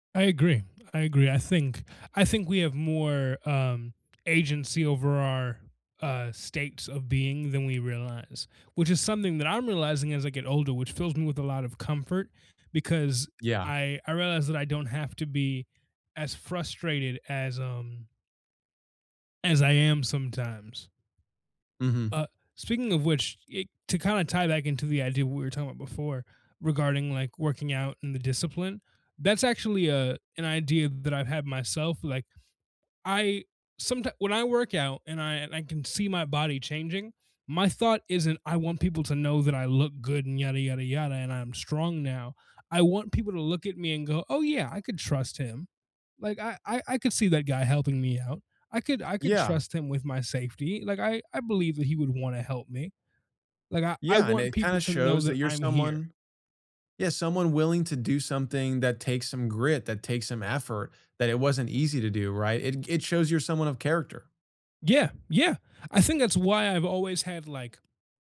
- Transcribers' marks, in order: tapping; other background noise
- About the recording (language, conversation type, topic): English, unstructured, What small daily systems are shaping who you’re becoming right now?